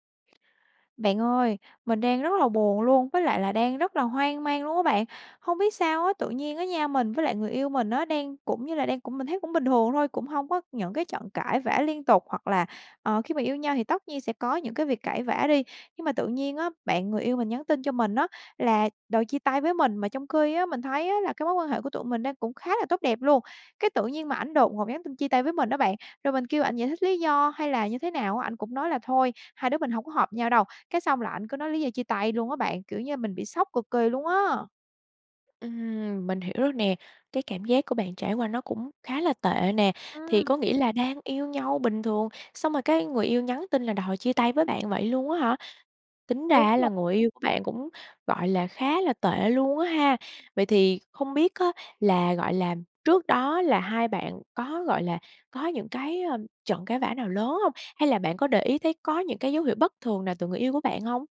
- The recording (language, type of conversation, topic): Vietnamese, advice, Bạn đang cảm thấy thế nào sau một cuộc chia tay đột ngột mà bạn chưa kịp chuẩn bị?
- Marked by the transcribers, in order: tapping; other background noise